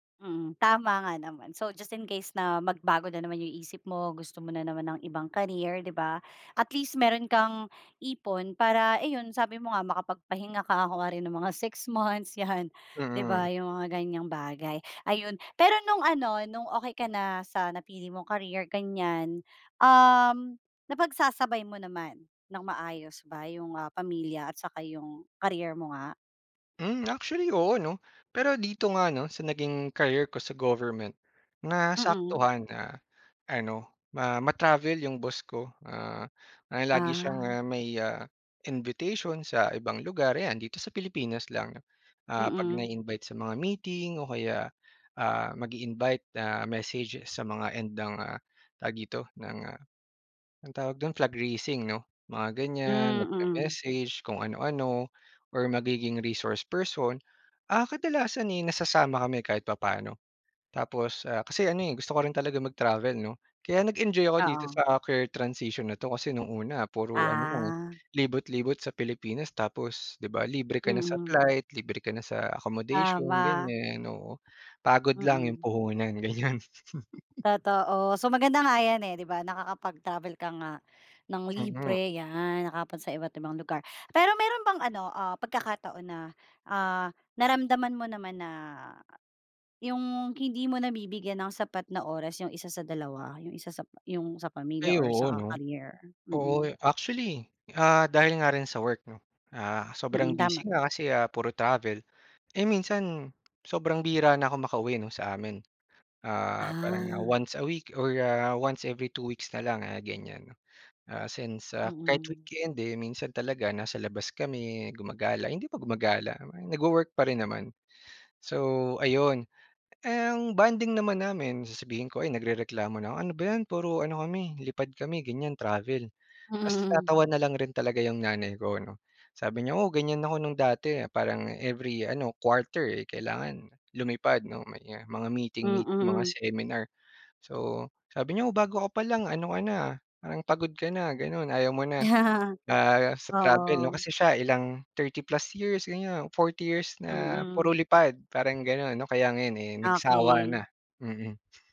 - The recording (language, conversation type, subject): Filipino, podcast, Paano mo napagsabay ang pamilya at paglipat ng karera?
- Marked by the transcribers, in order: in English: "So, just in case"; gasp; gasp; gasp; gasp; gasp; gasp; laugh; gasp; unintelligible speech; gasp; gasp; tapping; gasp; gasp; gasp; laughing while speaking: "Hmm"; laughing while speaking: "Mm"; gasp; laugh; other background noise